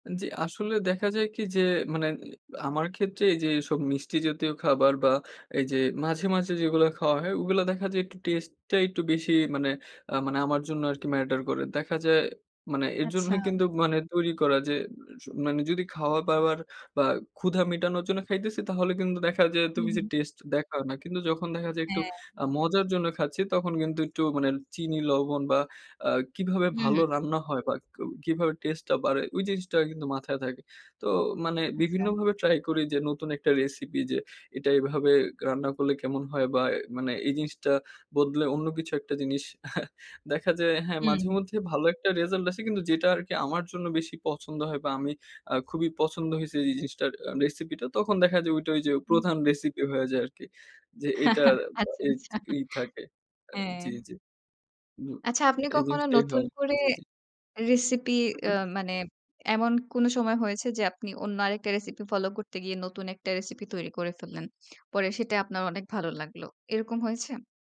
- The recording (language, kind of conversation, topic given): Bengali, podcast, আপনি নতুন কোনো রেসিপি চেষ্টা করতে গেলে কীভাবে শুরু করেন?
- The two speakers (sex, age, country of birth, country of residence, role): female, 25-29, Bangladesh, Bangladesh, host; male, 20-24, Bangladesh, Bangladesh, guest
- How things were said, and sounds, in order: "খাওয়া-দাওয়ার" said as "খাওয়া-বাওয়ার"; other background noise; chuckle; chuckle; laughing while speaking: "আচ্ছা"